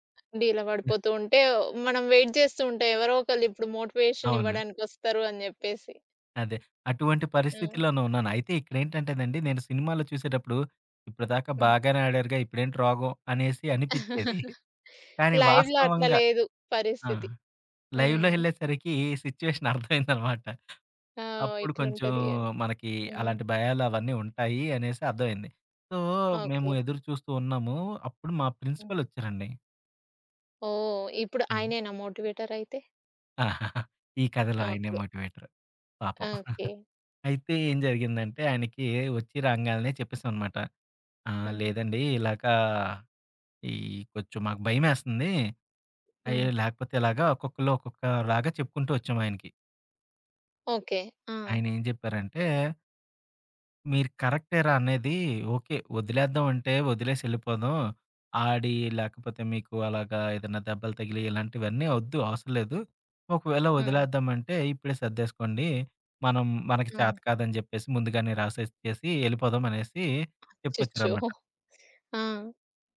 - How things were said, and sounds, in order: in English: "వెయిట్"; in English: "మోటివేషన్"; chuckle; in English: "లైవ్‌లో"; giggle; in English: "లైవ్‌లో"; in English: "సిచ్యుయేషన్"; laughing while speaking: "అర్థమైందనమాట"; in English: "సో"; in English: "ప్రిన్సిపల్"; other background noise; in English: "మోటివేటర్"; giggle; in English: "మోటివేటర్"; chuckle; tapping
- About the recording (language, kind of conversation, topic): Telugu, podcast, మీరు మీ టీమ్‌లో విశ్వాసాన్ని ఎలా పెంచుతారు?